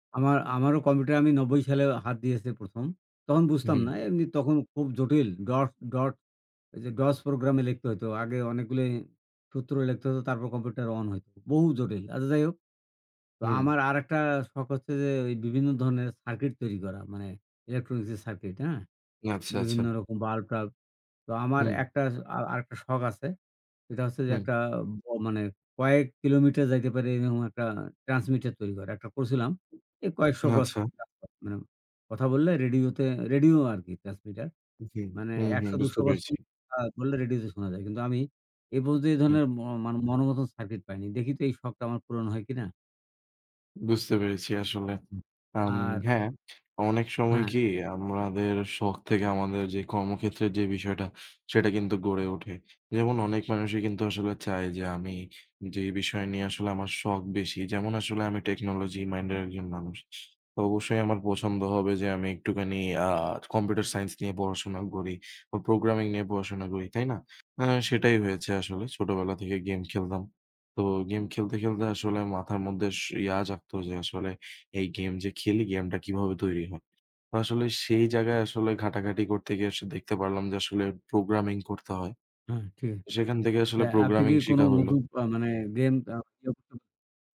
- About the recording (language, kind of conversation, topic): Bengali, unstructured, আপনার শখ কীভাবে আপনার জীবনকে আরও অর্থপূর্ণ করে তুলেছে?
- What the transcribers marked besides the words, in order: "লিখতে" said as "লেখতে"; "এইরকম" said as "এইওম"; other background noise; unintelligible speech